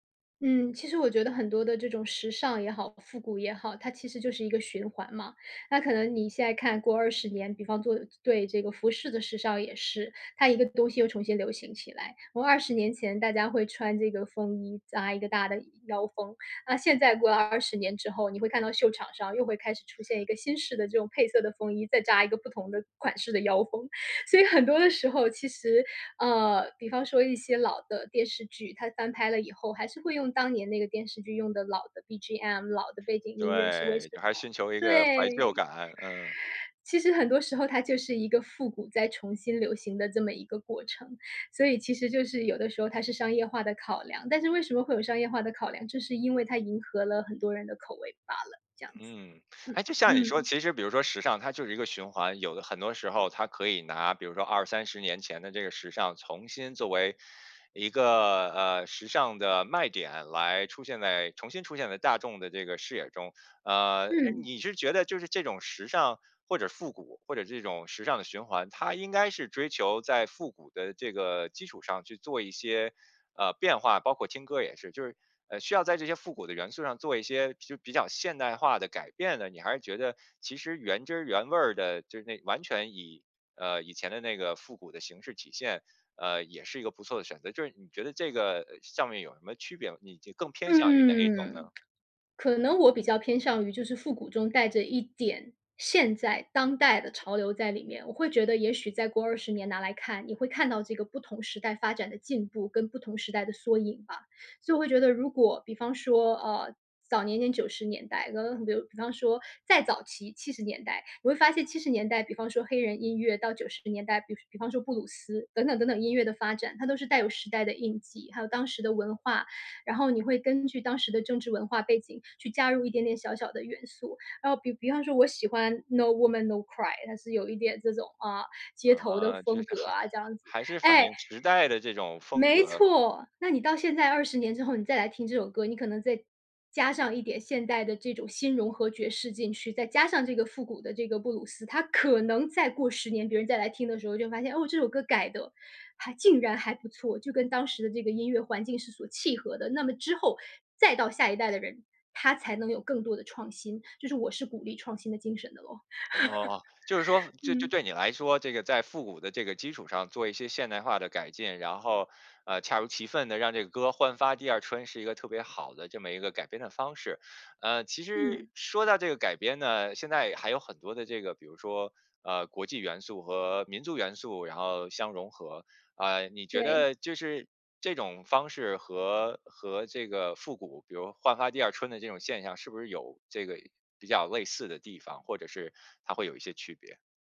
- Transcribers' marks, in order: "说" said as "多"; inhale; unintelligible speech; in English: "No woman， No cry"; chuckle
- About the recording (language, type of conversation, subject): Chinese, podcast, 你小时候有哪些一听就会跟着哼的老歌？